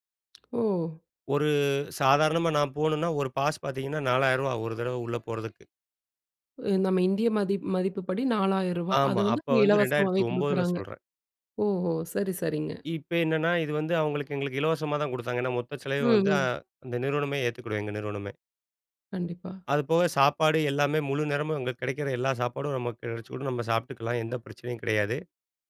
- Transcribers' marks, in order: tapping
- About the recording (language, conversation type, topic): Tamil, podcast, ஒரு பெரிய சாகச அனுபவம் குறித்து பகிர முடியுமா?